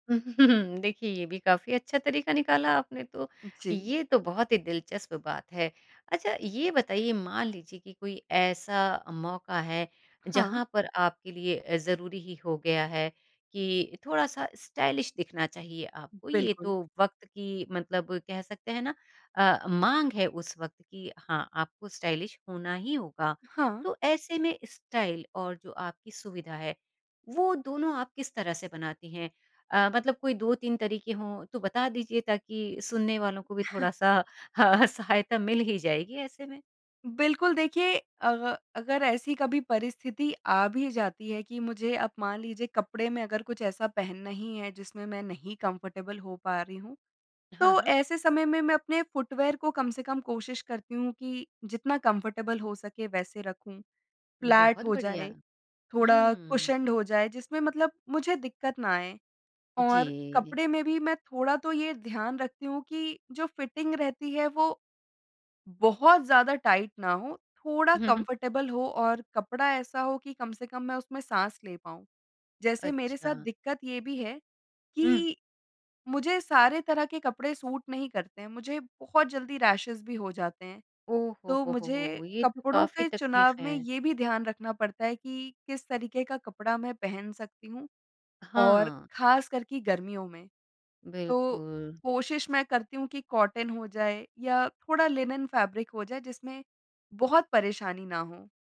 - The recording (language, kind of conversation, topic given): Hindi, podcast, आराम और स्टाइल में से आप क्या चुनते हैं?
- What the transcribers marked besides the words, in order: chuckle; in English: "स्टाइलिश"; in English: "स्टाइलिश"; in English: "स्टाइल"; chuckle; laughing while speaking: "सहायता"; in English: "कंफ़र्टेबल"; in English: "फुटवियर"; in English: "कंफ़र्टेबल"; in English: "फ्लैट"; in English: "कुशन्ड"; in English: "टाइट"; in English: "कंफ़र्टेबल"; in English: "सूट"; in English: "रैशेज़"; in English: "कॉटन"; in English: "लिनेन फैब्रिक"